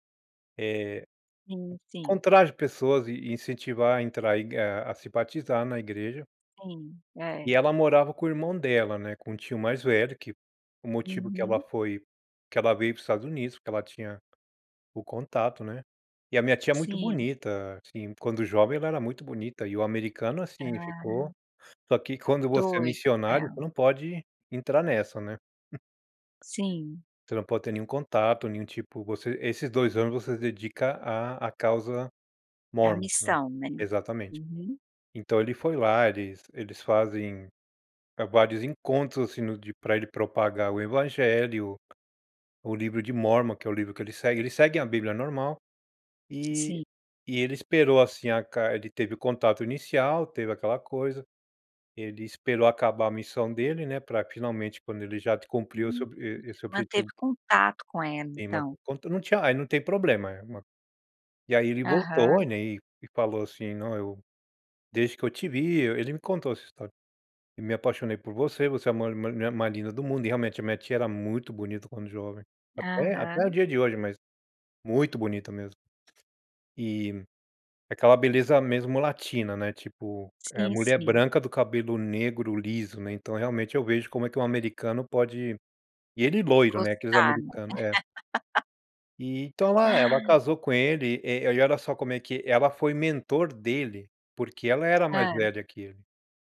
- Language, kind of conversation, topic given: Portuguese, podcast, Que conselhos você daria a quem está procurando um bom mentor?
- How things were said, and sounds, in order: other background noise; tapping; chuckle; laugh